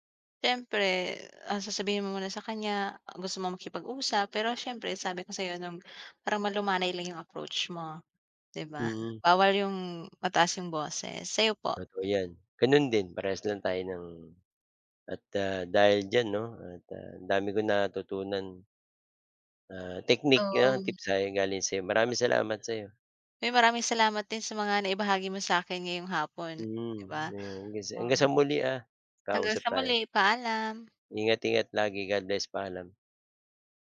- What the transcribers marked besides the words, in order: background speech; tapping; other background noise
- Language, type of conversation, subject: Filipino, unstructured, Ano ang papel ng komunikasyon sa pag-aayos ng sama ng loob?